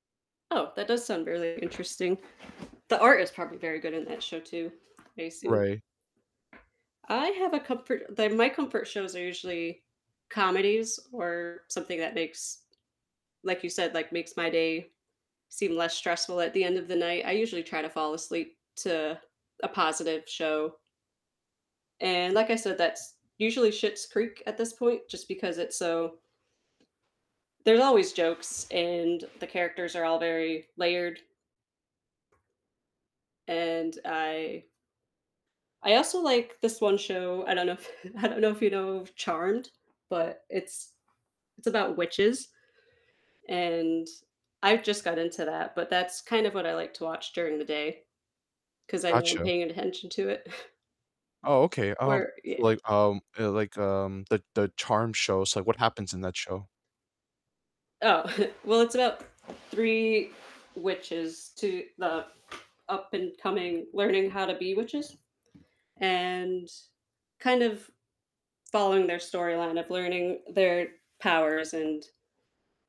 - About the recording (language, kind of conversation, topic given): English, unstructured, Which comfort shows do you rewatch for a pick-me-up, and what makes them your cozy go-tos?
- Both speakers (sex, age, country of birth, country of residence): female, 30-34, United States, United States; male, 25-29, United States, United States
- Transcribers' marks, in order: other background noise; distorted speech; tapping; static; laughing while speaking: "if I don't know"; scoff; chuckle